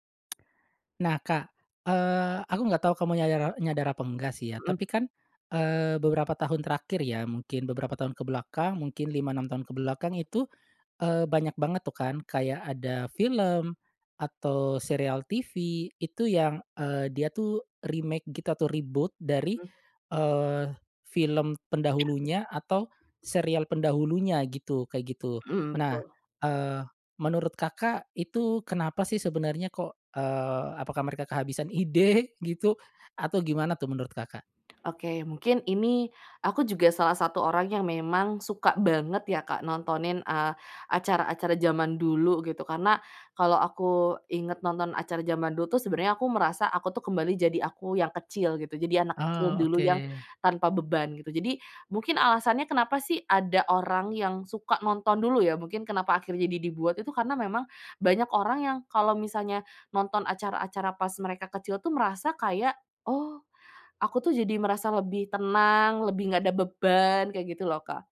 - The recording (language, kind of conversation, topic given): Indonesian, podcast, Mengapa banyak acara televisi dibuat ulang atau dimulai ulang?
- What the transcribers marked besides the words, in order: tapping; in English: "remake"; in English: "reboot"; sneeze; laughing while speaking: "ide"